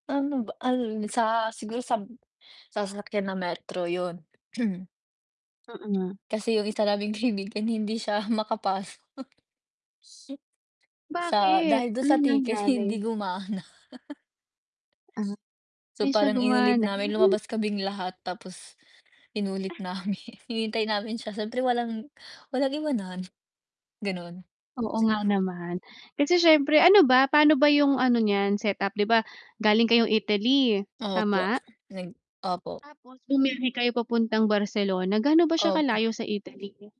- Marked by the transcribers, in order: throat clearing; chuckle; laughing while speaking: "hindi gumana"; chuckle; tapping; unintelligible speech; chuckle; other background noise; distorted speech
- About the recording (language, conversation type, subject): Filipino, unstructured, Ano ang pinaka-nakakatuwang nangyari sa isang biyahe?